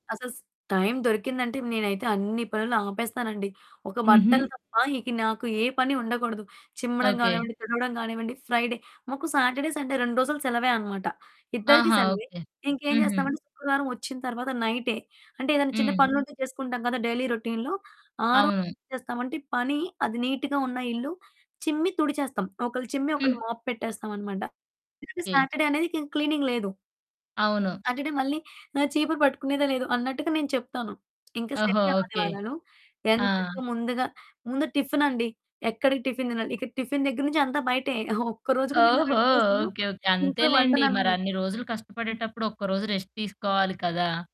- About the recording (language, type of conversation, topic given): Telugu, podcast, ఆఫీస్ నుంచి వచ్చాక వెంటనే విశ్రాంతి పొందడానికి మీరు ఏం చేస్తారు?
- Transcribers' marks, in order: in English: "ఫ్రైడే"; in English: "సాటర్డే, సండే"; other background noise; in English: "డైలీ రొటీన్‌లో"; distorted speech; in English: "నీట్‌గా"; in English: "మోప్"; in English: "సాటర్డే"; in English: "క్లీనింగ్"; in English: "సాటర్డే"; chuckle; in English: "రెస్ట్"